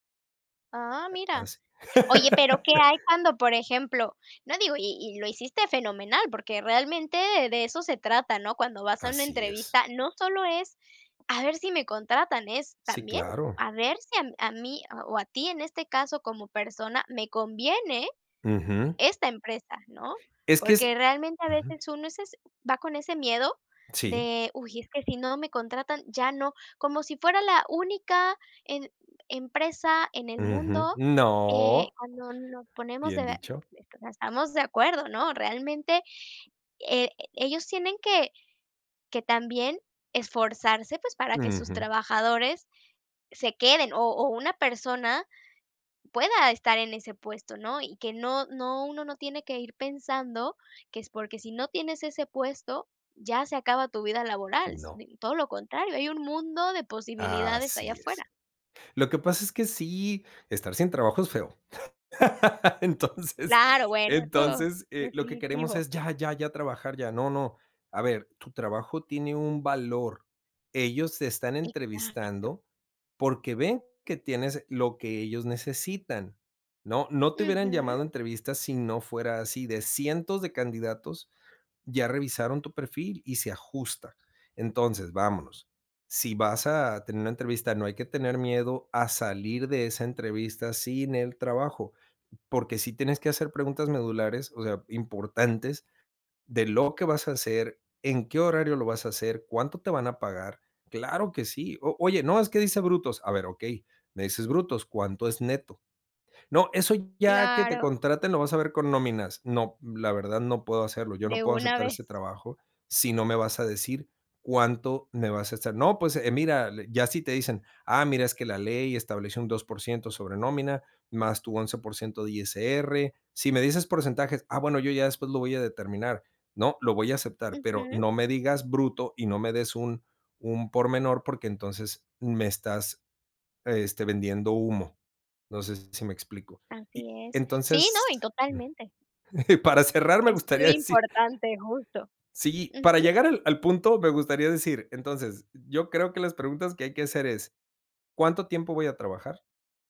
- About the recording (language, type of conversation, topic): Spanish, podcast, ¿Qué preguntas conviene hacer en una entrevista de trabajo sobre el equilibrio entre trabajo y vida personal?
- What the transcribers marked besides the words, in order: laugh; other background noise; drawn out: "no"; unintelligible speech; laugh; laughing while speaking: "Entonces, entonces"; laughing while speaking: "para cerrar me gustaría decir"; other noise